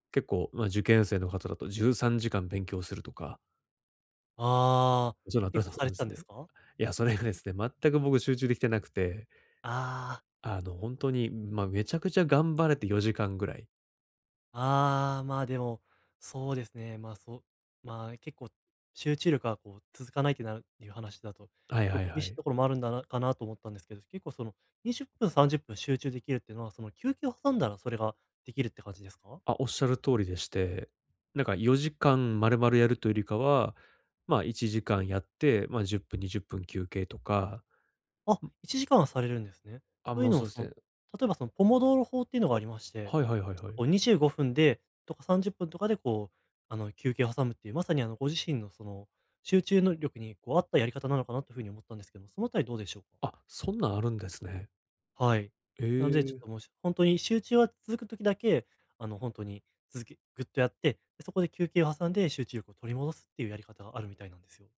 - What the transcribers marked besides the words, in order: unintelligible speech
- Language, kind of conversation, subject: Japanese, advice, 作業中に注意散漫になりやすいのですが、集中を保つにはどうすればよいですか？